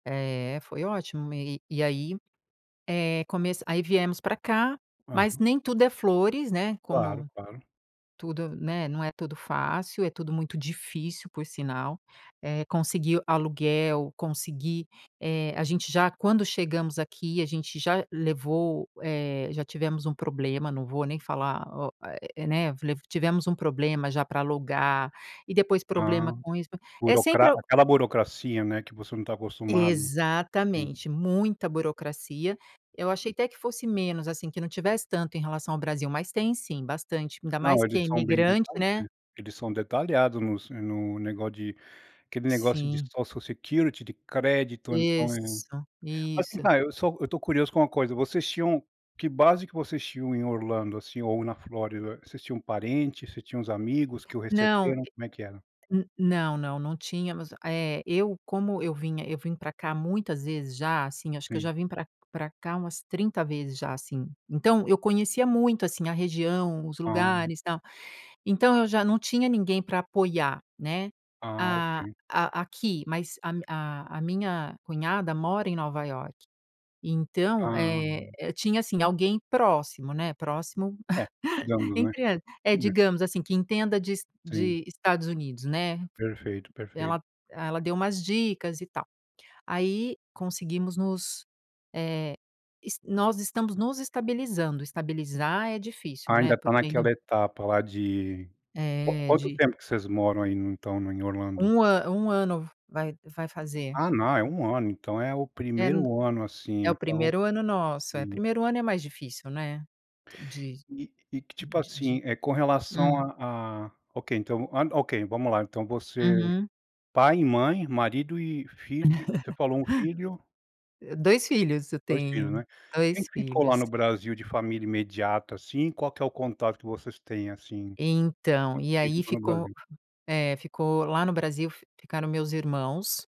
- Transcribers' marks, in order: chuckle; other noise; tapping; laugh
- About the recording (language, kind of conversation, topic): Portuguese, podcast, Como a migração mudou a história da sua família?